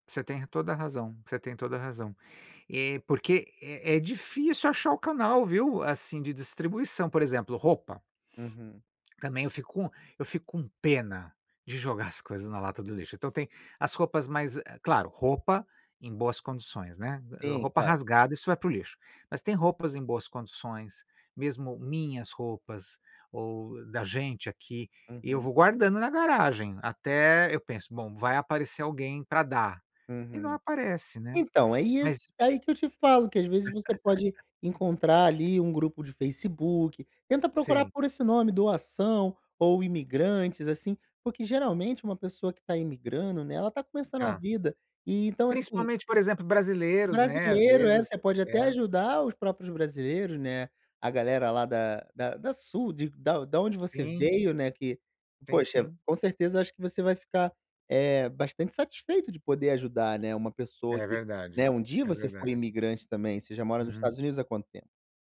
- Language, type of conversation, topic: Portuguese, advice, Como posso começar a reduzir as minhas posses?
- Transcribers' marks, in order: chuckle